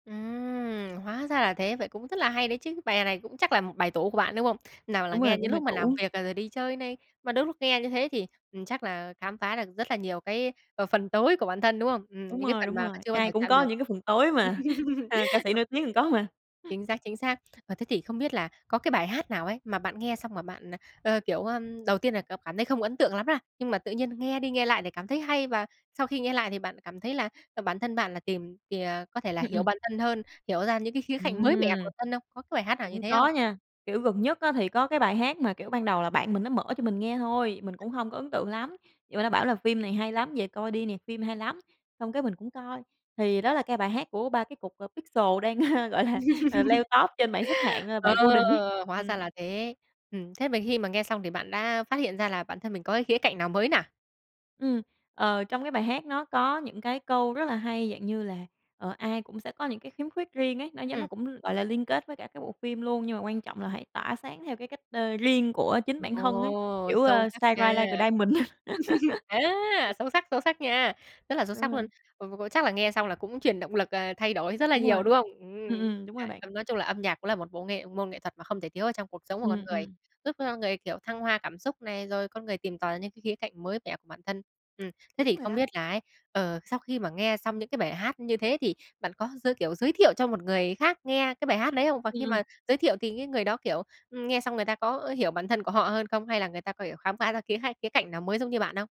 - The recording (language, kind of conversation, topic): Vietnamese, podcast, Âm nhạc đã giúp bạn hiểu bản thân hơn ra sao?
- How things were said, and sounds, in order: other background noise; tapping; chuckle; laugh; "cạnh" said as "khạnh"; laughing while speaking: "đang, ơ, gọi là"; laugh; laugh; in English: "shine bright like a diamond"; laugh